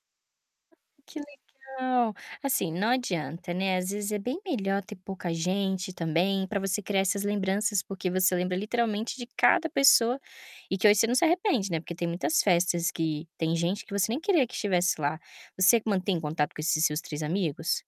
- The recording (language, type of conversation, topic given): Portuguese, podcast, Você pode me contar sobre uma festa que marcou a sua infância?
- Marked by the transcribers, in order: static; distorted speech; tapping